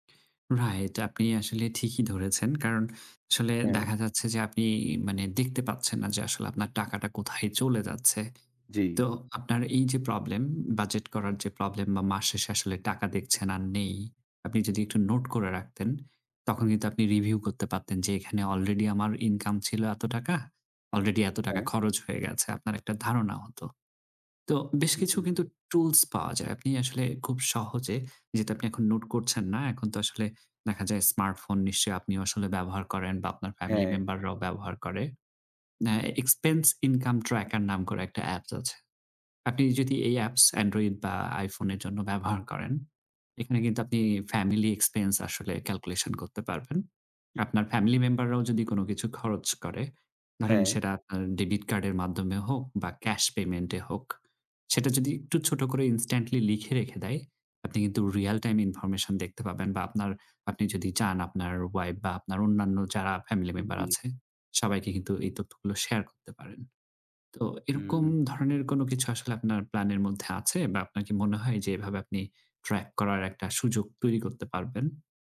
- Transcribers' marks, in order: in English: "এক্সপেন্স"; in English: "instantly"
- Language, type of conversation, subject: Bengali, advice, প্রতিমাসে বাজেট বানাই, কিন্তু সেটা মানতে পারি না